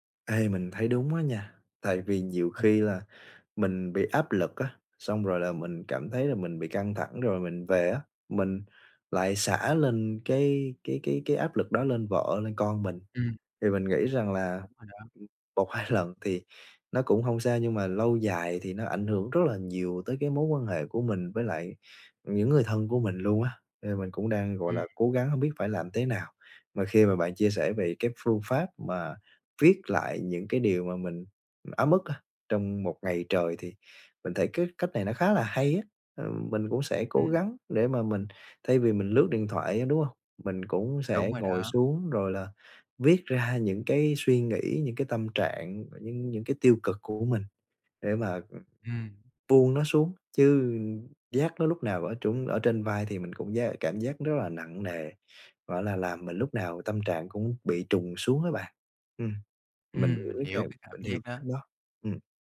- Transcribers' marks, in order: "trên" said as "trủng"
- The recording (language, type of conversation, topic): Vietnamese, advice, Làm sao bạn có thể giảm căng thẳng hằng ngày bằng thói quen chăm sóc bản thân?